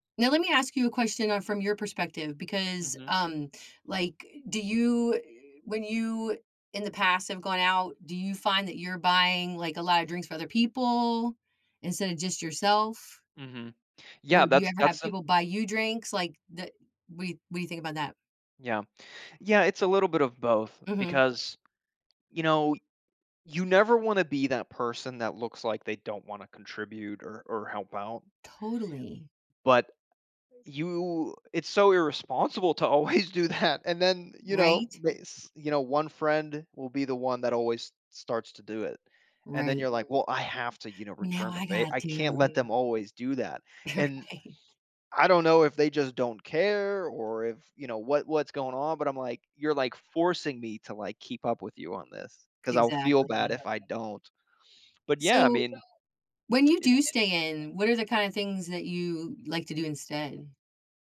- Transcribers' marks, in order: tapping; laughing while speaking: "always do that"; background speech; other background noise; laughing while speaking: "You're right"
- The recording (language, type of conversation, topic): English, unstructured, What factors influence your choice between spending a night out or relaxing at home?
- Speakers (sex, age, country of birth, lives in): female, 50-54, United States, United States; male, 30-34, United States, United States